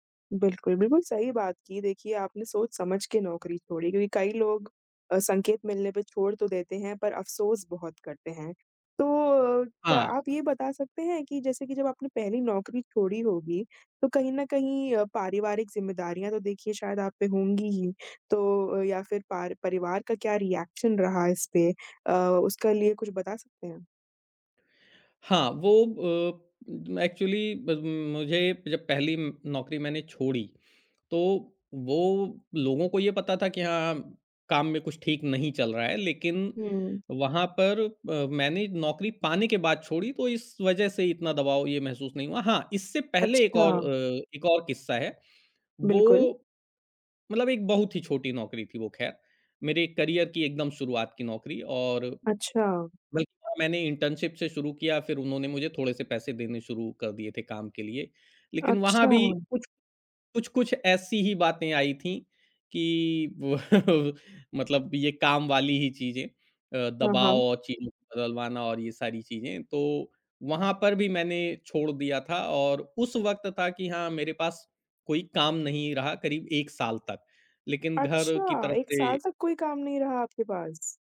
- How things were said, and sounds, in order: in English: "रिएक्शन"; other noise; in English: "एक्चुअली"; tapping; other background noise; in English: "करियर"; laughing while speaking: "वो"; laugh
- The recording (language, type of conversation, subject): Hindi, podcast, नौकरी छोड़ने का सही समय आप कैसे पहचानते हैं?